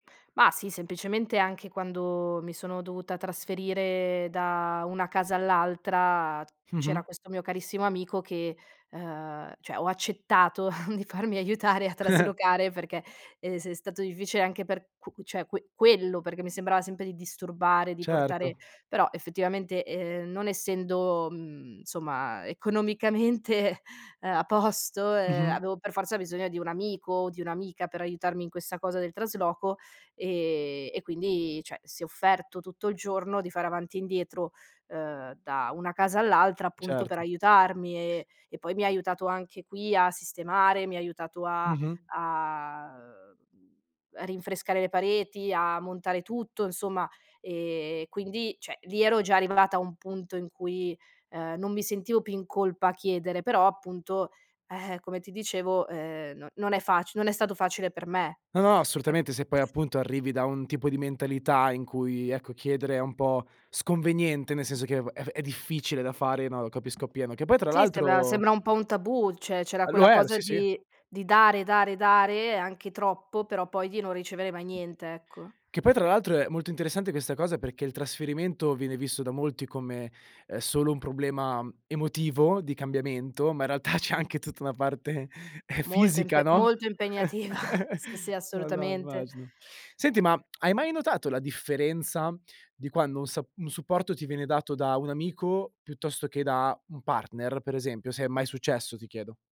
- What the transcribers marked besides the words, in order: chuckle; laughing while speaking: "farmi aiutare"; chuckle; "insomma" said as "nsomma"; laughing while speaking: "economicamente"; other background noise; "cioè" said as "ceh"; tapping; "Cioè" said as "ce"; "era" said as "er"; laughing while speaking: "realtà"; laughing while speaking: "parte"; laughing while speaking: "impegnativa"; chuckle
- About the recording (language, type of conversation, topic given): Italian, podcast, In che modo il supporto degli altri ti aiuta a rimetterti in piedi?